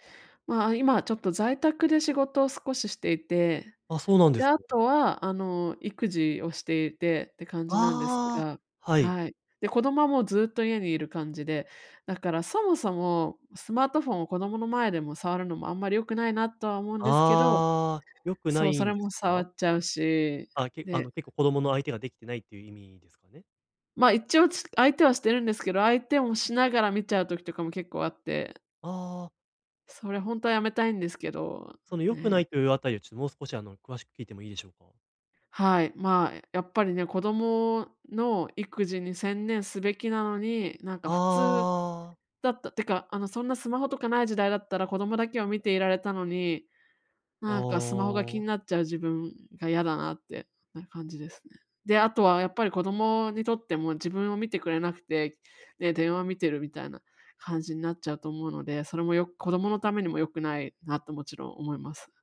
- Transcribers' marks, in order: other background noise
- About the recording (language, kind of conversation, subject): Japanese, advice, 集中したい時間にスマホや通知から距離を置くには、どう始めればよいですか？